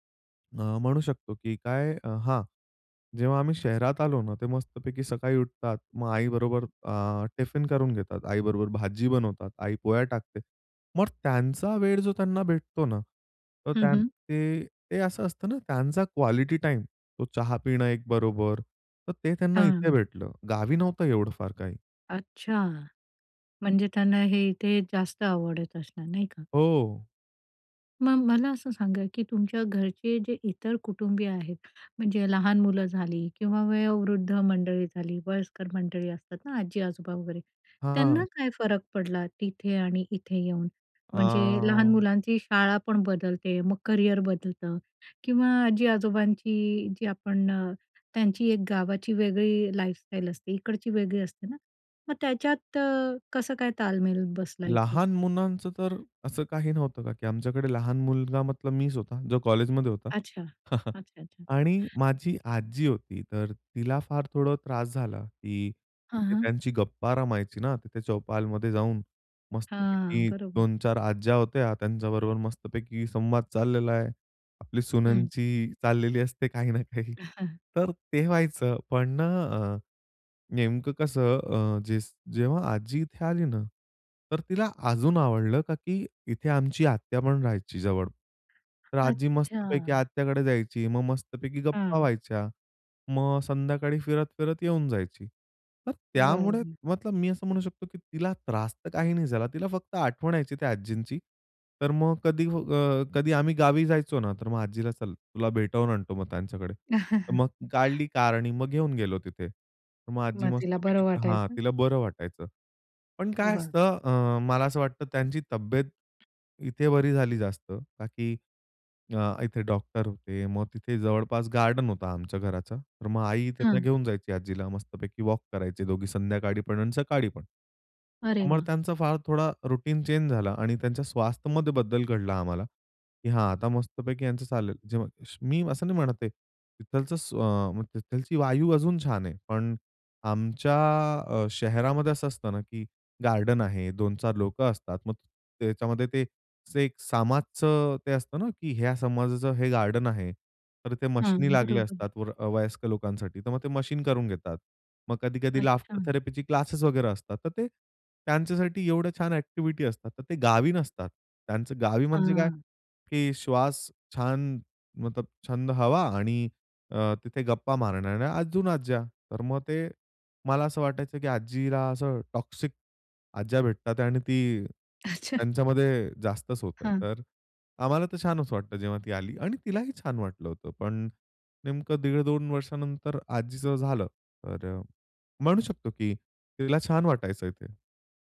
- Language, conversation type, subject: Marathi, podcast, परदेशात किंवा शहरात स्थलांतर केल्याने तुमच्या कुटुंबात कोणते बदल झाले?
- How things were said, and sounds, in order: in English: "टिफिन"; in English: "क्वालिटी टाईम"; drawn out: "अं"; in English: "करिअर"; in English: "लाईफस्टाईल"; "मुलांच" said as "मुनांनच"; in Hindi: "मतलब"; in English: "कॉलेजमध्ये"; chuckle; laughing while speaking: "काही ना काही"; chuckle; other background noise; in Hindi: "मतलब"; in English: "कार"; chuckle; inhale; in English: "गार्डन"; in English: "वॉक"; in English: "रुटीन चेंज"; in English: "गार्डन"; in English: "गार्डन"; in English: "मशीनी"; in English: "मशीन"; in English: "लाफ्टर थेरपीचे क्लासेस"; in English: "एक्टिव्हिटी"; in Hindi: "मतलब"; in English: "टॉक्सिक"; laughing while speaking: "अच्छा"